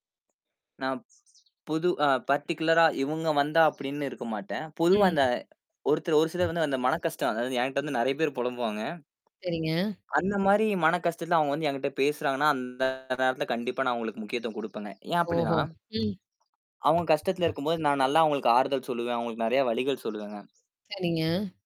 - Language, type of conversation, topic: Tamil, podcast, நீங்கள் மன அழுத்தத்தில் இருக்கும் போது, மற்றவர் பேச விரும்பினால் என்ன செய்வீர்கள்?
- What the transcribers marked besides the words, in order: mechanical hum; in English: "பர்டிகுலரா"; static; other background noise; distorted speech; tapping